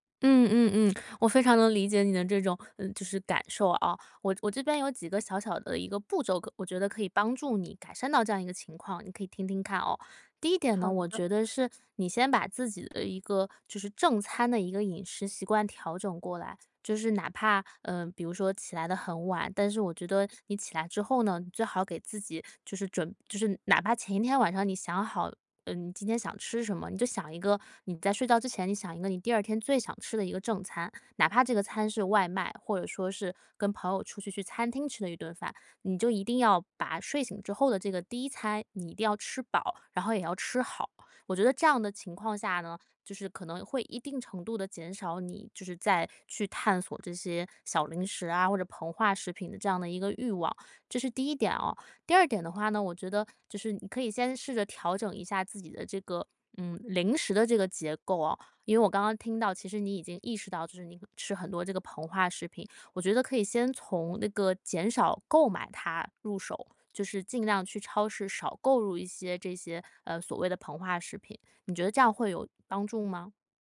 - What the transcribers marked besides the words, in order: tapping
- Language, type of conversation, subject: Chinese, advice, 我总是在晚上忍不住吃零食，怎么才能抵抗这种冲动？